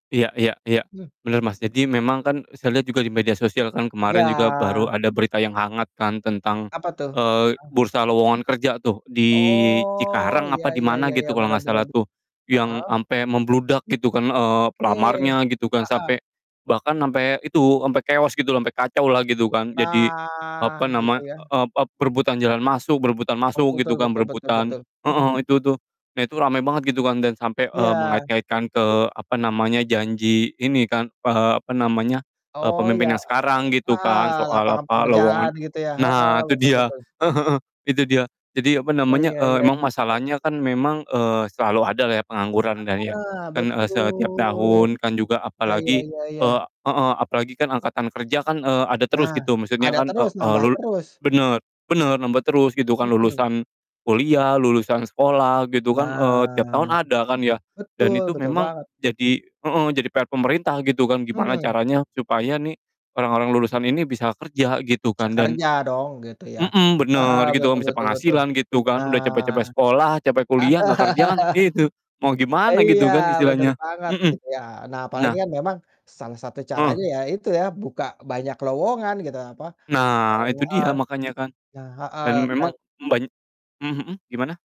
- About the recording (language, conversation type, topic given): Indonesian, unstructured, Bagaimana seharusnya pemerintah mengatasi masalah pengangguran?
- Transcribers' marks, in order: throat clearing; drawn out: "Oh"; drawn out: "Nah"; distorted speech; other background noise; chuckle